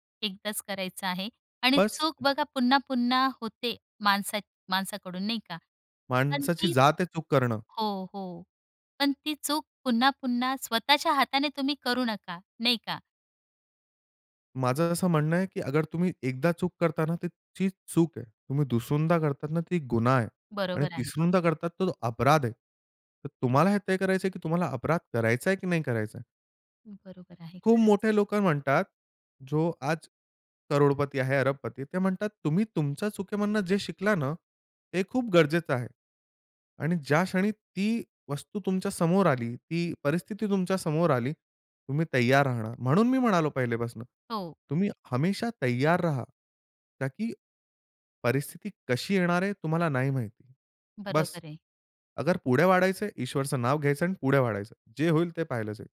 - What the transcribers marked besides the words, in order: other background noise; tapping
- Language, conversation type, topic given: Marathi, podcast, एखाद्या मोठ्या अपयशामुळे तुमच्यात कोणते बदल झाले?